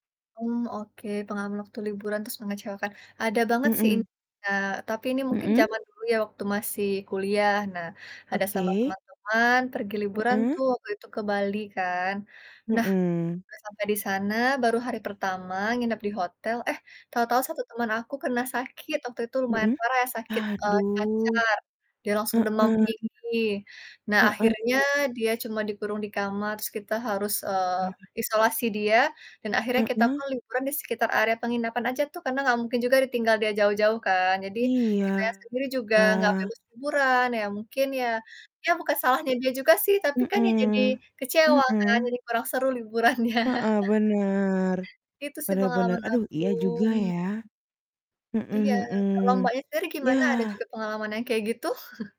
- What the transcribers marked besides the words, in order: distorted speech; other background noise; laughing while speaking: "liburannya"; chuckle; static; chuckle
- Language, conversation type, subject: Indonesian, unstructured, Apa yang biasanya membuat pengalaman bepergian terasa mengecewakan?